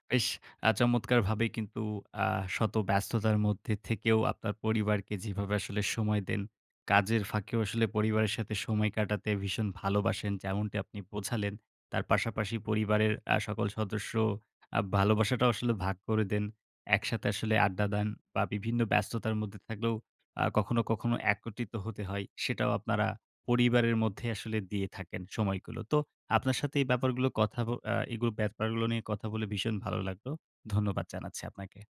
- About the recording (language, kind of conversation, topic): Bengali, podcast, অনেক ব্যস্ততার মধ্যেও পরিবারের সঙ্গে সময় ভাগ করে নেওয়ার উপায় কী?
- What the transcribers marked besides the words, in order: none